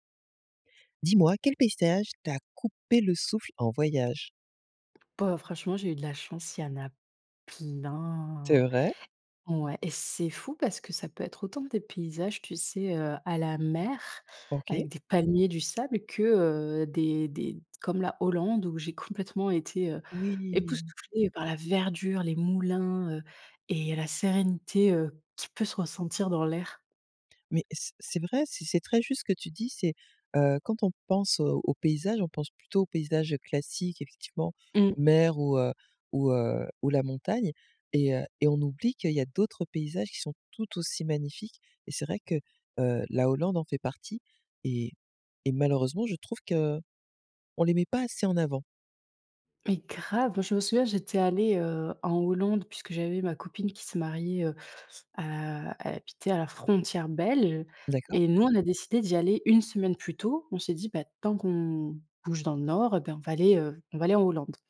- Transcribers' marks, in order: stressed: "plein"; drawn out: "Oui"
- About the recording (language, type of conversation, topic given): French, podcast, Quel paysage t’a coupé le souffle en voyage ?